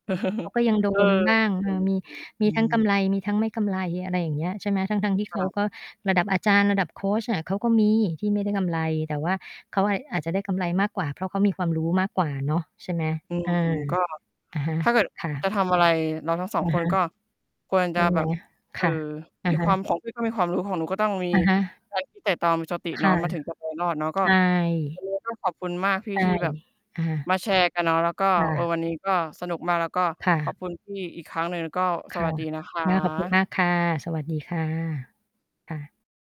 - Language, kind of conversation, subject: Thai, unstructured, คุณคิดว่าบทเรียนชีวิตที่สำคัญที่สุดที่คุณเคยเรียนรู้คืออะไร?
- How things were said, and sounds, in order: chuckle; distorted speech